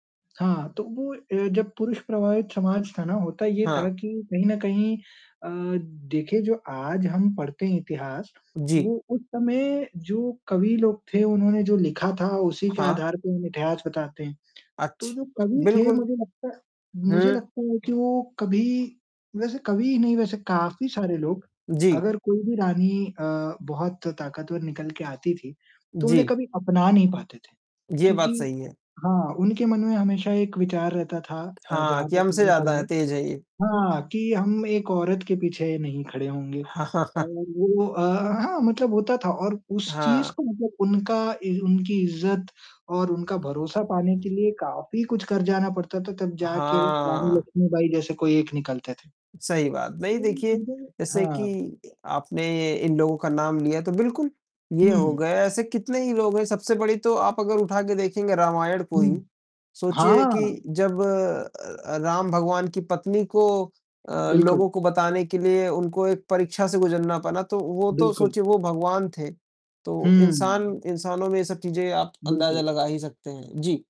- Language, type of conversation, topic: Hindi, unstructured, इतिहास में महिलाओं की भूमिका कैसी रही है?
- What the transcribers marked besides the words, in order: static; distorted speech; chuckle; other background noise